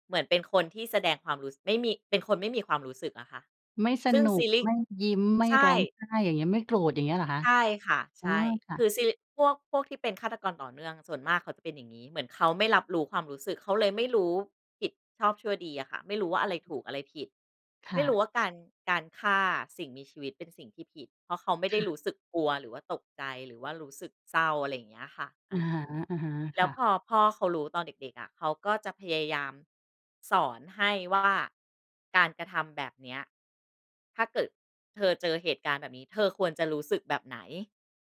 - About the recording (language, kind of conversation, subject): Thai, podcast, ทำไมคนเราถึงมักอยากกลับไปดูซีรีส์เรื่องเดิมๆ ซ้ำๆ เวลาเครียด?
- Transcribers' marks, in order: none